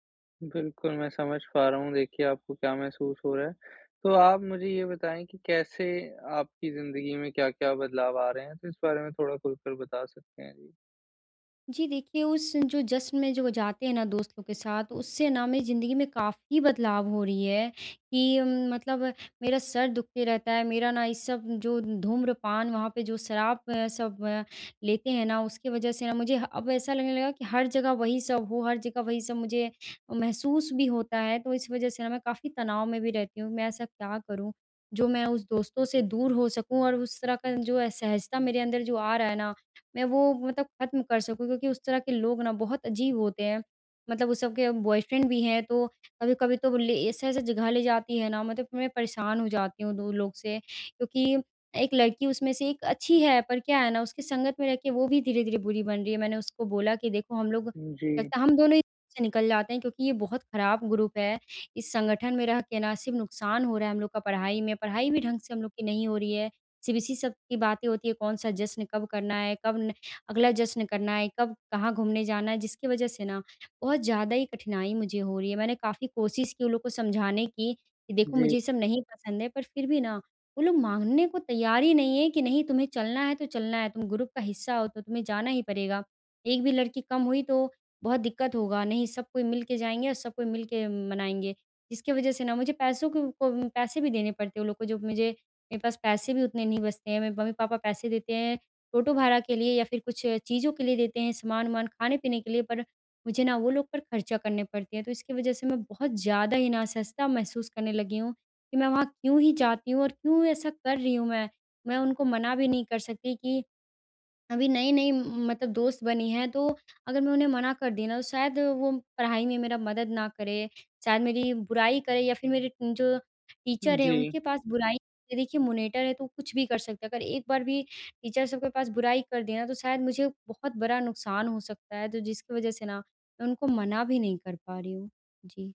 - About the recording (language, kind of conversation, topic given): Hindi, advice, दोस्तों के साथ जश्न में मुझे अक्सर असहजता क्यों महसूस होती है?
- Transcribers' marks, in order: in English: "बॉयफ्रेंड"; tapping; unintelligible speech; in English: "ग्रुप"; in English: "ग्रुप"; in English: "टीचर"; in English: "मॉनिटर"; in English: "टीचर"